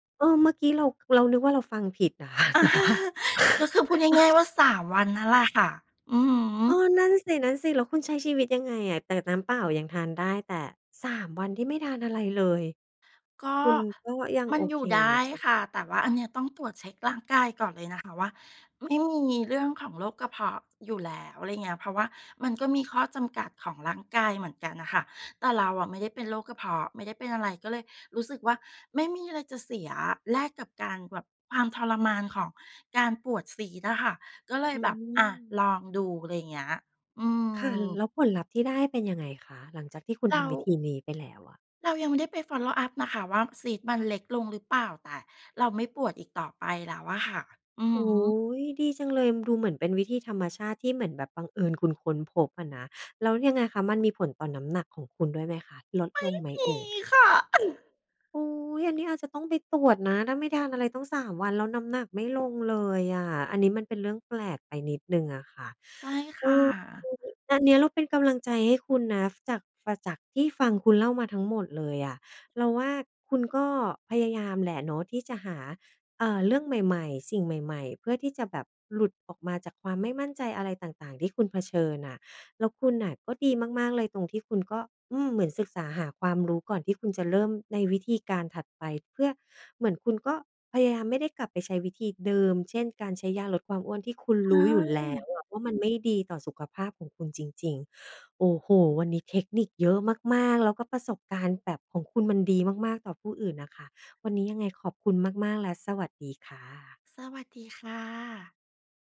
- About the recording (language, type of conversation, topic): Thai, podcast, คุณเริ่มต้นจากตรงไหนเมื่อจะสอนตัวเองเรื่องใหม่ๆ?
- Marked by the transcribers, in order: laughing while speaking: "อา"; laughing while speaking: "แต่ว่า"; chuckle; other background noise; in English: "Follow up"; chuckle